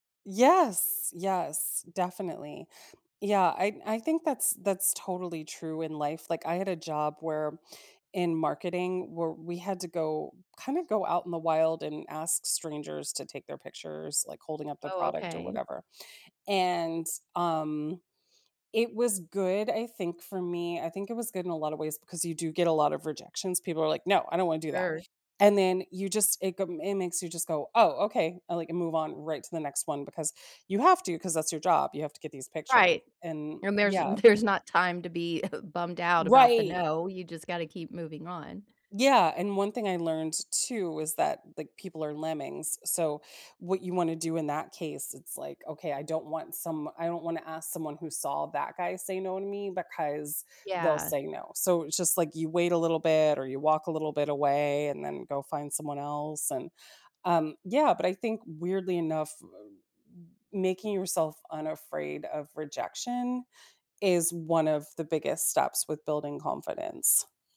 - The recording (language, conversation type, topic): English, unstructured, How can I build confidence to ask for what I want?
- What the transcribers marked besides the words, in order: laughing while speaking: "there's"; chuckle